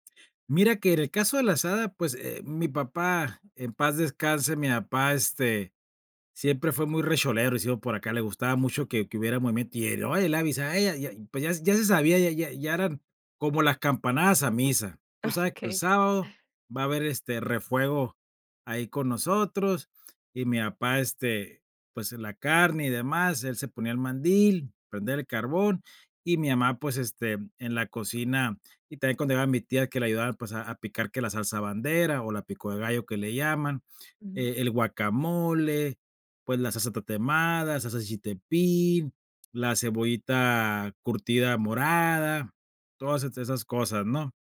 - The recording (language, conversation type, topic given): Spanish, podcast, ¿Qué papel juega la comida en tu identidad familiar?
- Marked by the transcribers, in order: laughing while speaking: "Okey"